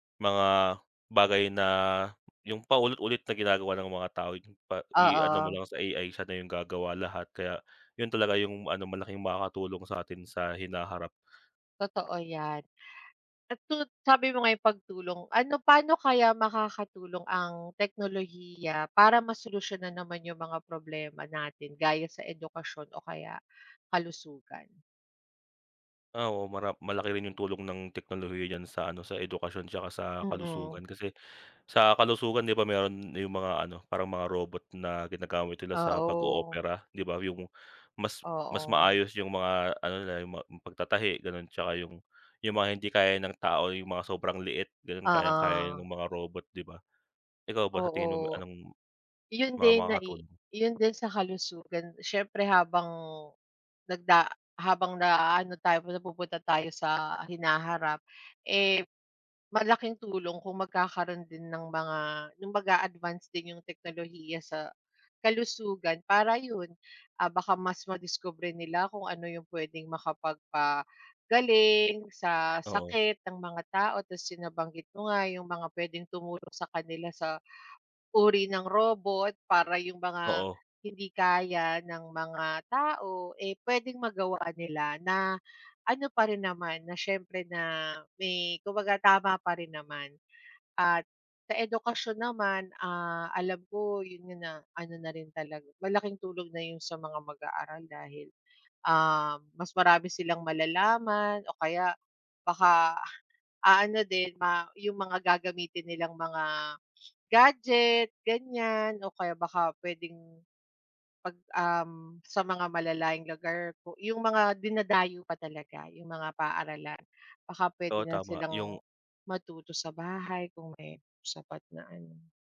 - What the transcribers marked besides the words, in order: tapping
- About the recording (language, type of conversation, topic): Filipino, unstructured, Paano mo nakikita ang magiging kinabukasan ng teknolohiya sa Pilipinas?
- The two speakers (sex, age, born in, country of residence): female, 35-39, Philippines, Philippines; male, 25-29, Philippines, Philippines